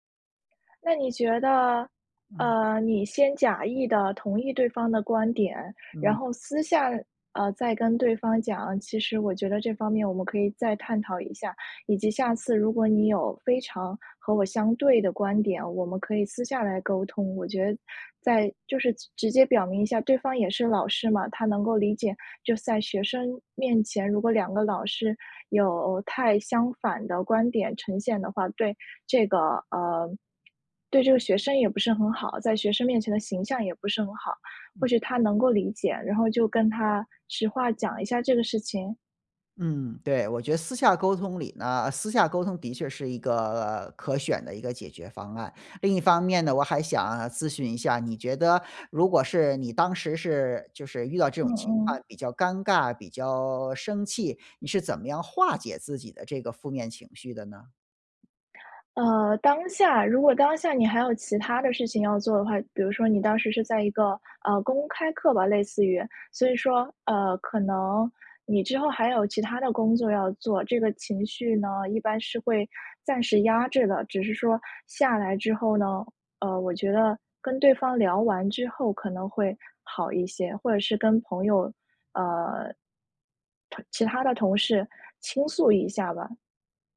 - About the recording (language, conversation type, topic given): Chinese, advice, 在聚会中被当众纠正时，我感到尴尬和愤怒该怎么办？
- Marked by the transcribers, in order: none